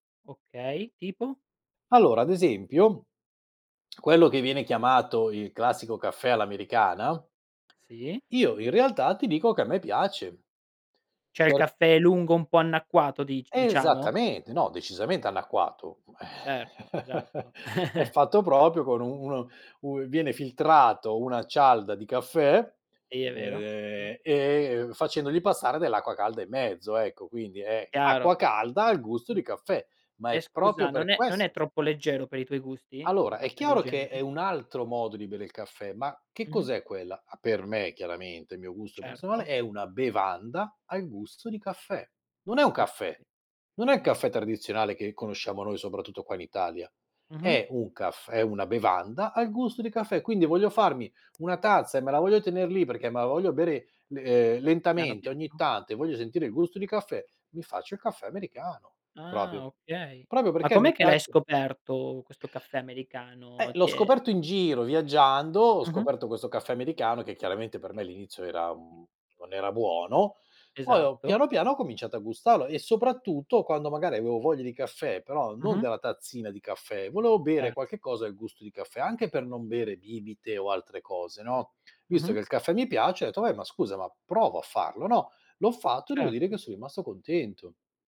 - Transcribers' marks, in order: "Cioè" said as "ceh"; chuckle; "proprio" said as "propio"; chuckle; "proprio" said as "propio"; tapping; "proprio-" said as "propio"; "proprio" said as "propio"; "Certo" said as "erto"
- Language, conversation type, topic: Italian, podcast, Come bilanci la caffeina e il riposo senza esagerare?